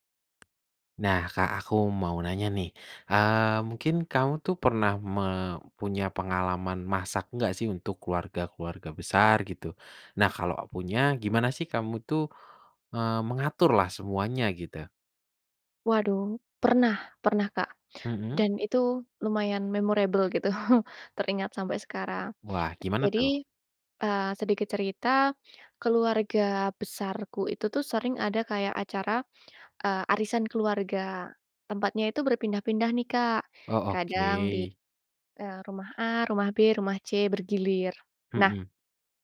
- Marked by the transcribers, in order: tapping; in English: "memorable"; chuckle
- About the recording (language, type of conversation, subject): Indonesian, podcast, Bagaimana pengalamanmu memasak untuk keluarga besar, dan bagaimana kamu mengatur semuanya?